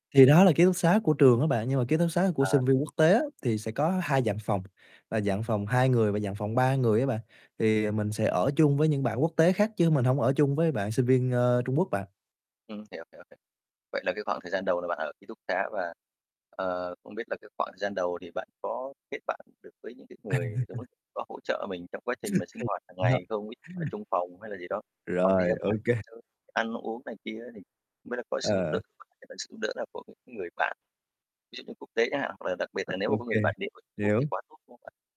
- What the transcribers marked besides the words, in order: tapping; laugh; unintelligible speech; distorted speech; laughing while speaking: "ô kê"; unintelligible speech; static; mechanical hum
- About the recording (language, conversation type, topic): Vietnamese, podcast, Bạn có thể kể về một lần bạn phải thích nghi với một nền văn hóa mới không?